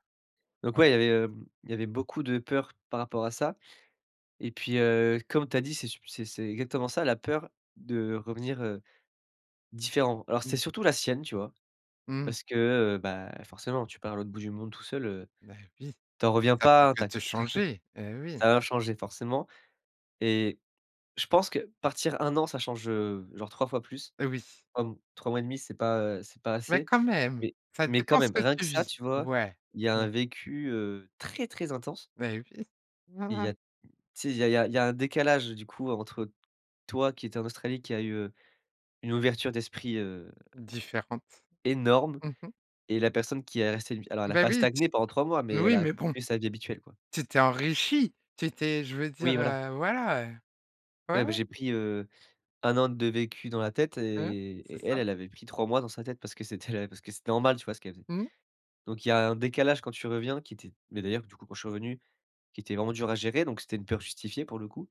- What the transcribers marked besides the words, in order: chuckle; laugh; stressed: "toi"; stressed: "énorme"; tapping
- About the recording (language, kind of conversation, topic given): French, podcast, Quelle peur as-tu surmontée en voyage ?